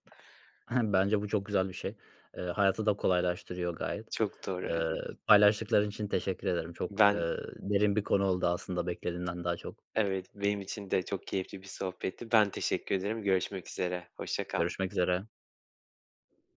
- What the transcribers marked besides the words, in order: tapping; chuckle; other background noise
- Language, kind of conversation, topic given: Turkish, podcast, Kısa mesajlar sence neden sık sık yanlış anlaşılır?